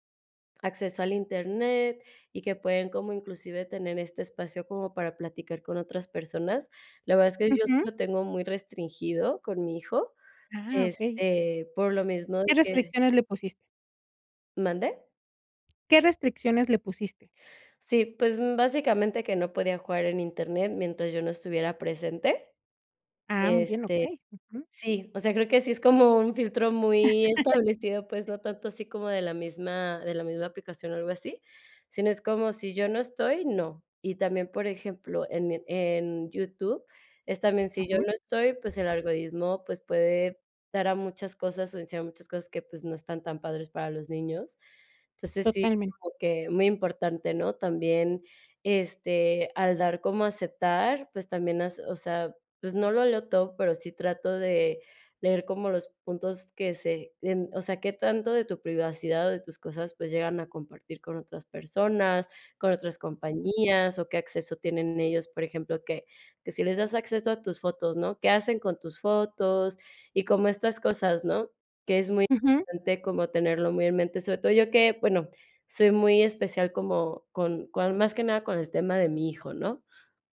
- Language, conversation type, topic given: Spanish, podcast, ¿Qué importancia le das a la privacidad en internet?
- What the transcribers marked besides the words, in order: chuckle; other background noise; chuckle